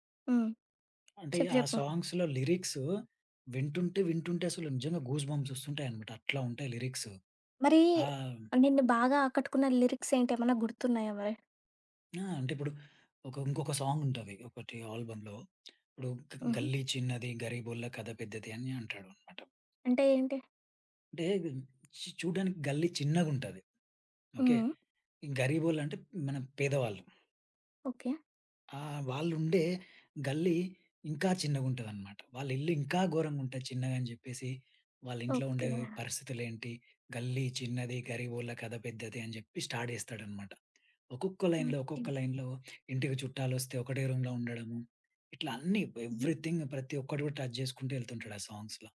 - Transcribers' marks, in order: tapping; in English: "సాంగ్స్‌లో లిరిక్స్"; in English: "గూస్ బంప్స్"; in English: "లిరిక్స్"; in English: "లిరిక్స్"; in English: "సాంగ్"; in English: "ఆల్బమ్‌లో"; in English: "స్టార్ట్"; in English: "లైన్‌లో"; in English: "లైన్‌లో"; in English: "రూమ్‌లో"; in English: "ఎవ్రీథింగ్"; in English: "టచ్"
- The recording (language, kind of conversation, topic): Telugu, podcast, ఏ సంగీతం వింటే మీరు ప్రపంచాన్ని మర్చిపోతారు?